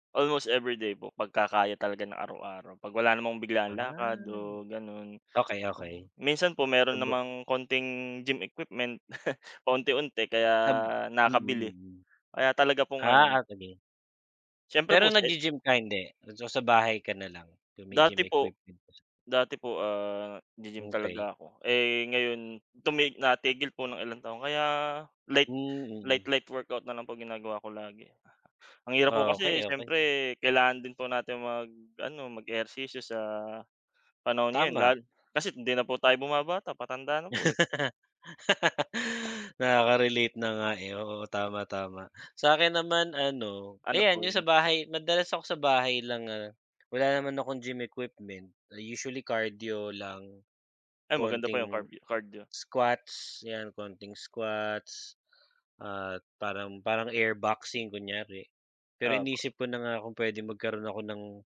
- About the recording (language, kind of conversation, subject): Filipino, unstructured, Ano ang paborito mong paraan ng pag-eehersisyo?
- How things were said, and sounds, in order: unintelligible speech; laugh; other background noise; tapping; laugh; gasp